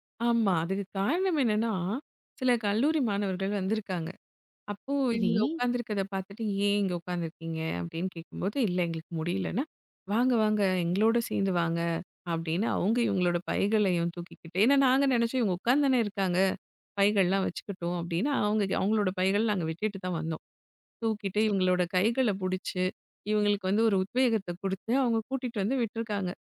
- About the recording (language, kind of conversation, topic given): Tamil, podcast, மலையில் இருந்து சூரிய உதயம் பார்க்கும் அனுபவம் எப்படி இருந்தது?
- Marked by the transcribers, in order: trusting: "அவங்க அவங்களோட பைகளை நாங்க விட்டுட்டுதான் … வந்து விட்டு இருக்காங்க"